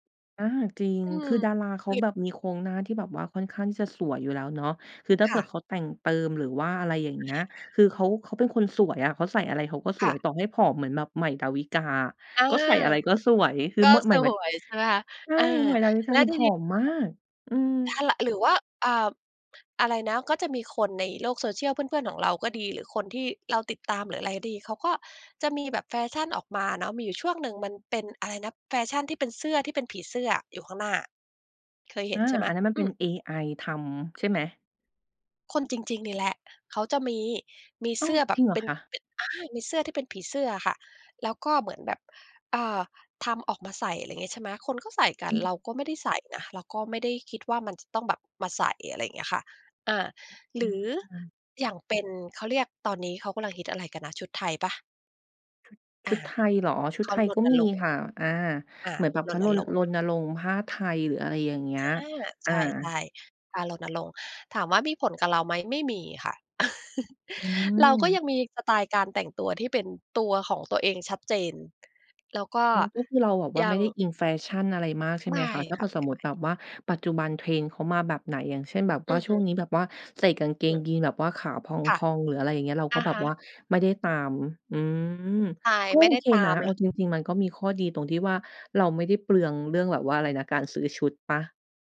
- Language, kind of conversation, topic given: Thai, podcast, สื่อสังคมออนไลน์มีผลต่อการแต่งตัวของคุณอย่างไร?
- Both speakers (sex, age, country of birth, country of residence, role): female, 30-34, Thailand, Thailand, host; female, 45-49, United States, United States, guest
- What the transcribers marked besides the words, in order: other background noise; stressed: "มาก"; chuckle